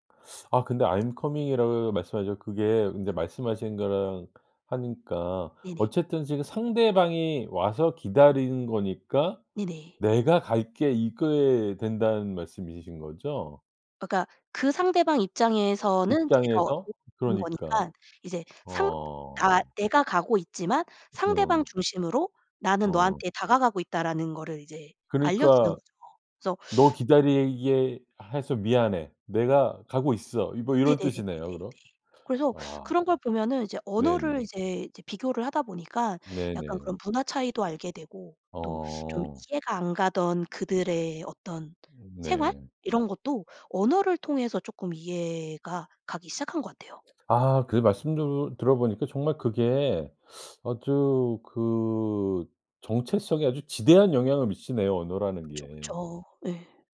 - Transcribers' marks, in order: in English: "I'm coming.이라고"; other background noise
- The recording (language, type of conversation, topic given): Korean, podcast, 언어가 정체성에 어떤 역할을 한다고 생각하시나요?